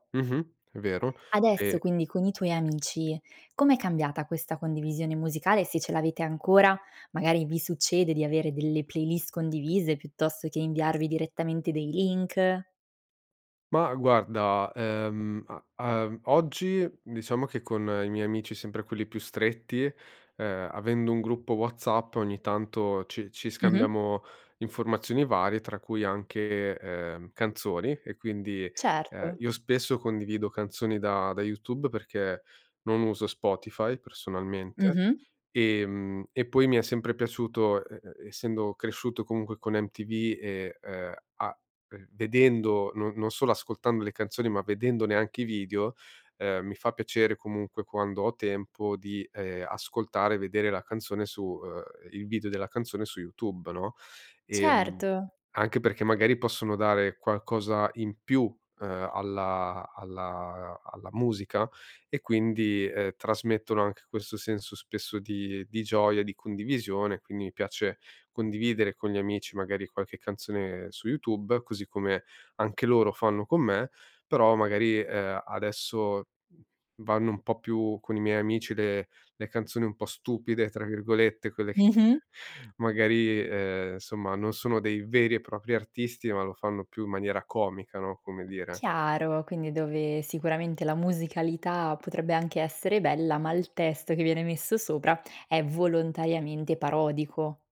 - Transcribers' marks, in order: giggle; "insomma" said as "nsomma"; stressed: "veri"; stressed: "volontariamente"
- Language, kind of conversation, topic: Italian, podcast, Che ruolo hanno gli amici nelle tue scoperte musicali?
- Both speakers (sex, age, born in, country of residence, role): female, 25-29, Italy, France, host; male, 30-34, Italy, Italy, guest